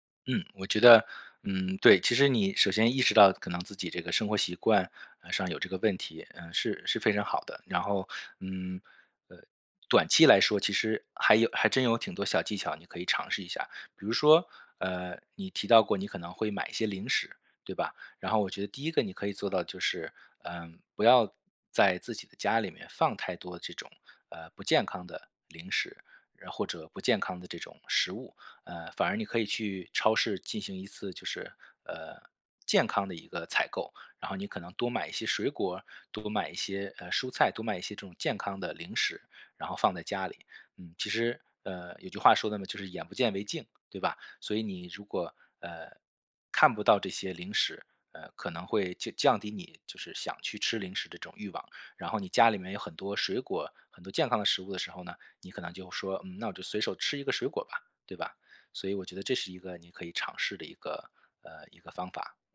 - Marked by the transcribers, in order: stressed: "放"; stressed: "健康"
- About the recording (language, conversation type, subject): Chinese, advice, 你在压力来临时为什么总会暴饮暴食？